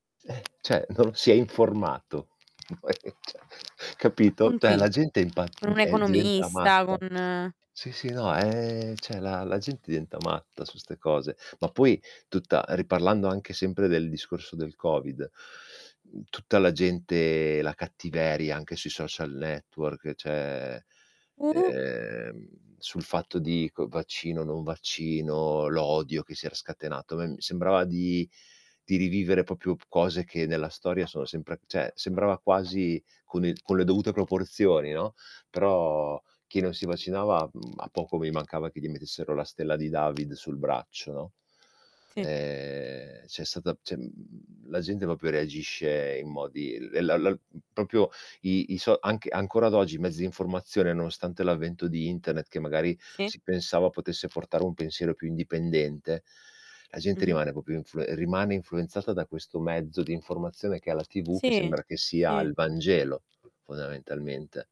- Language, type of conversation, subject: Italian, unstructured, Qual è l’importanza dell’informazione durante una crisi sanitaria?
- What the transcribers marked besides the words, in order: static; tapping; "Cioè" said as "ceh"; chuckle; "cioè" said as "ceh"; "Cioè" said as "ceh"; distorted speech; "cioè" said as "ceh"; "cioè" said as "ceh"; drawn out: "ehm"; "proprio" said as "popio"; drawn out: "Ehm"; "cioè" said as "ceh"; other background noise